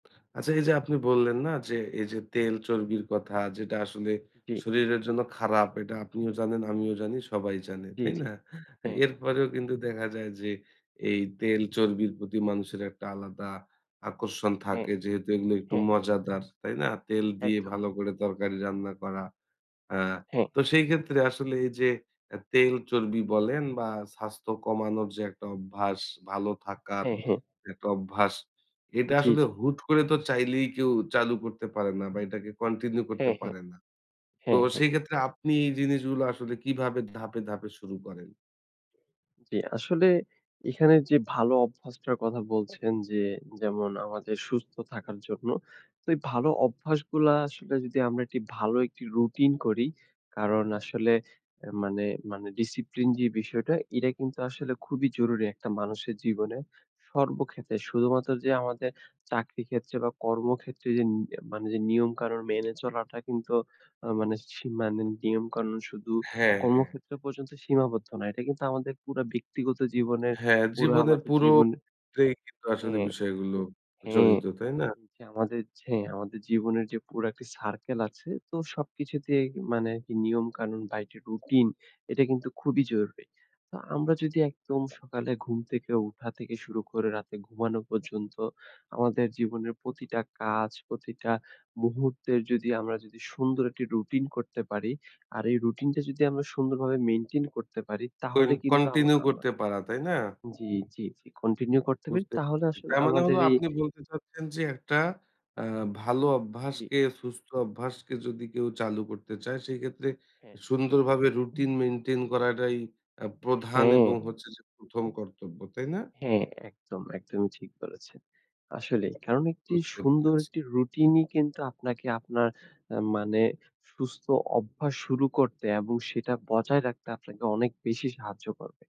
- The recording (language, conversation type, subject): Bengali, podcast, আপনি কোন সুস্থ অভ্যাস শুরু করতে চান, আর কেন?
- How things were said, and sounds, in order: tapping; other background noise; in English: "discipline"; "এটা" said as "ইডা"; in English: "circle"